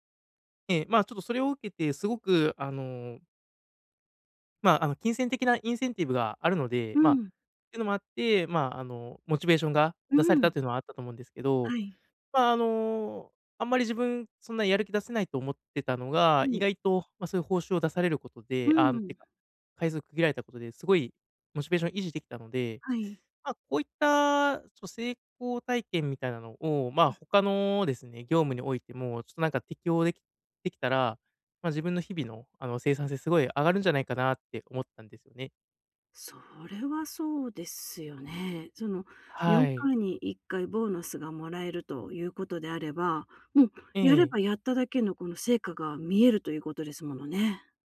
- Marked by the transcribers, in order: none
- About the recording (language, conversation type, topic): Japanese, advice, 長くモチベーションを保ち、成功や進歩を記録し続けるにはどうすればよいですか？